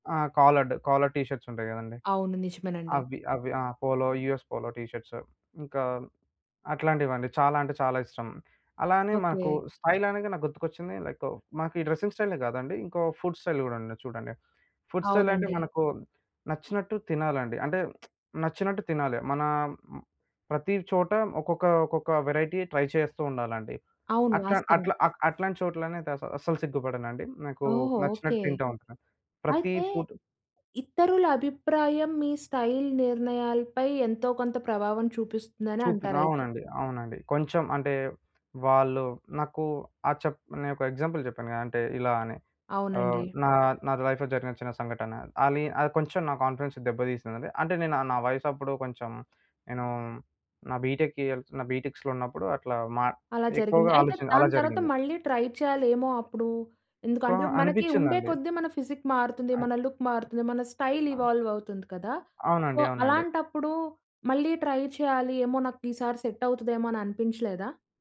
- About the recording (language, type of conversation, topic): Telugu, podcast, ఒక కొత్త స్టైల్‌ని ప్రయత్నించడానికి భయం ఉంటే, దాన్ని మీరు ఎలా అధిగమిస్తారు?
- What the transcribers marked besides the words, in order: in English: "కాలర్డ్. కాలర్ టీ షర్ట్స్"; in English: "పోలో యూఎస్ పోలో టి షర్ట్స్"; in English: "స్టైల్"; in English: "డ్రెసింగ్"; in English: "ఫుడ్ స్టైల్"; in English: "ఫుడ్ స్టైల్"; lip smack; in English: "వేరైటీ ట్రై"; other background noise; in English: "ఫుడ్"; in English: "స్టైల్"; in English: "ఎగ్జాంపుల్"; in English: "లైఫ్‌లో"; in English: "కాన్ఫిడెన్స్"; in English: "బీటెక్స్‌లో"; in English: "ట్రై"; in English: "ఫిజిక్"; in English: "లుక్"; in English: "స్టైల్ ఇవాల్వ్"; in English: "సో"; in English: "ట్రై"; in English: "సెట్"